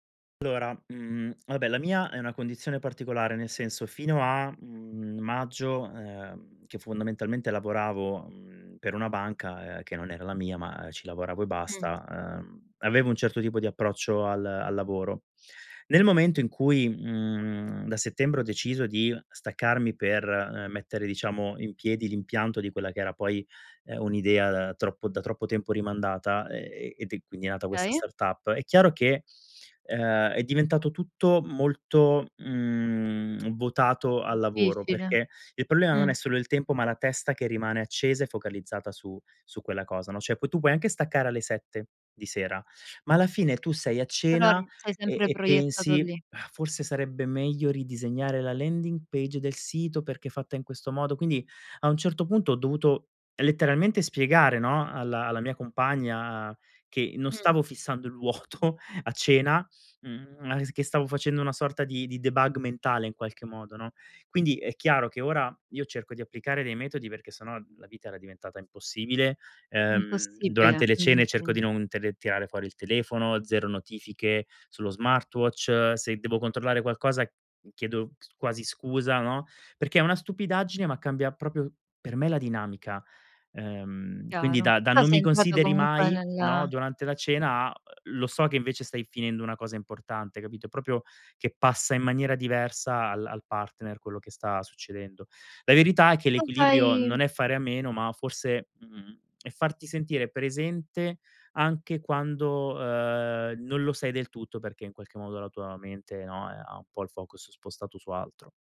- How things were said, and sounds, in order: "Allora" said as "llora"; "Okay" said as "kay"; tsk; "cioè" said as "ceh"; tapping; sigh; in English: "landing page"; laughing while speaking: "vuoto"; in English: "debug"; unintelligible speech; "proprio" said as "propio"; "però" said as "rò"; "Proprio" said as "propio"; in English: "focus"
- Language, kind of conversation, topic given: Italian, podcast, Cosa fai per mantenere l'equilibrio tra lavoro e vita privata?